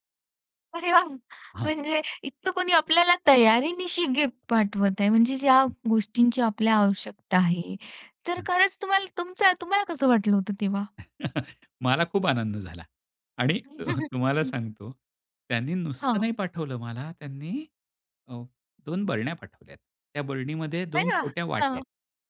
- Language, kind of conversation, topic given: Marathi, podcast, आपण मार्गदर्शकाशी नातं कसं निर्माण करता आणि त्याचा आपल्याला कसा फायदा होतो?
- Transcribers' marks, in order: joyful: "अरे, वाह!"; other noise; chuckle; laughing while speaking: "अ, हं"; chuckle; joyful: "अरे, वाह!"